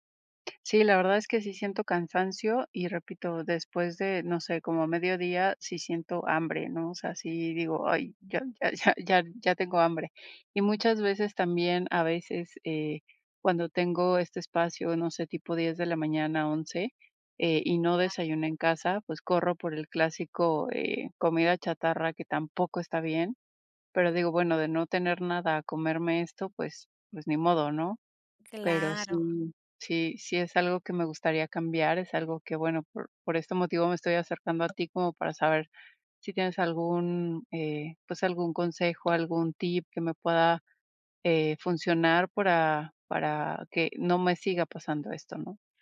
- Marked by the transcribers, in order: other noise; laughing while speaking: "ya ya"; tapping
- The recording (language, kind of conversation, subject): Spanish, advice, ¿Con qué frecuencia te saltas comidas o comes por estrés?